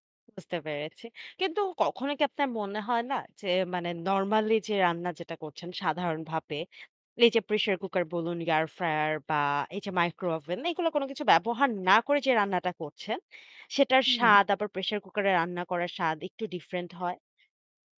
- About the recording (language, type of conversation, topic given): Bengali, podcast, বাড়িতে কম সময়ে দ্রুত ও সুস্বাদু খাবার কীভাবে বানান?
- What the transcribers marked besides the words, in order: static; tapping